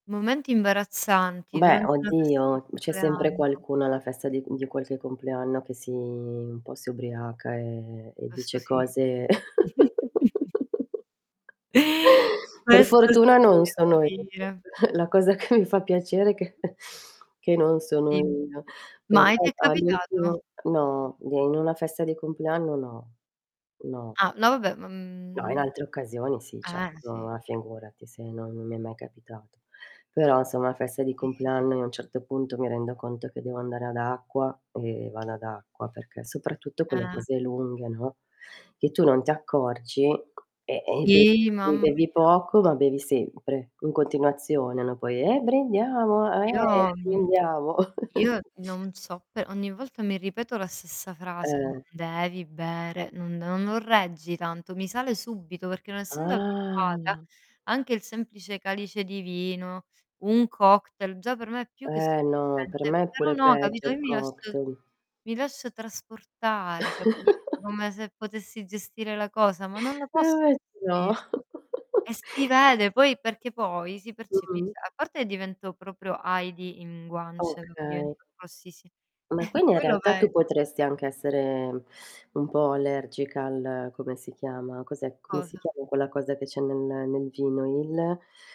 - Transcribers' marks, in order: static; distorted speech; other background noise; drawn out: "si"; drawn out: "e"; chuckle; laugh; inhale; mechanical hum; chuckle; laughing while speaking: "che"; tapping; chuckle; put-on voice: "Eh, brindiamo! Eh, brindiamo"; tongue click; chuckle; "subito" said as "subbito"; drawn out: "Alla"; laugh; chuckle; chuckle; teeth sucking
- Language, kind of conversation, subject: Italian, unstructured, Qual è stato il momento più divertente che hai vissuto durante una festa di compleanno?
- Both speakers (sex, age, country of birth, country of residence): female, 35-39, Italy, Italy; female, 50-54, Italy, Italy